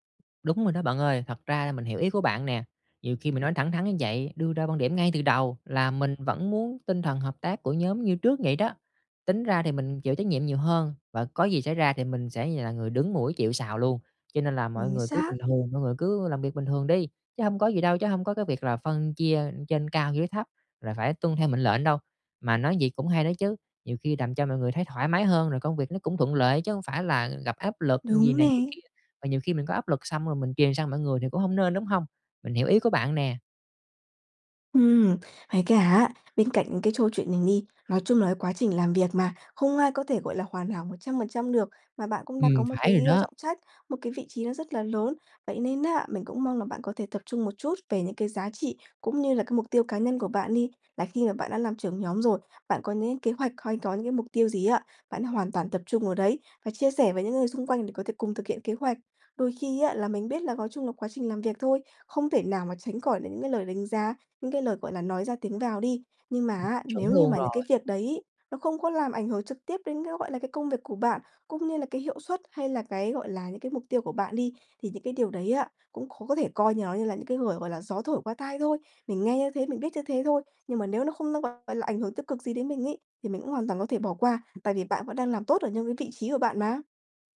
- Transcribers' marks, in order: tapping; "nó" said as "nhó"
- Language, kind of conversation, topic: Vietnamese, advice, Làm sao để bớt lo lắng về việc người khác đánh giá mình khi vị thế xã hội thay đổi?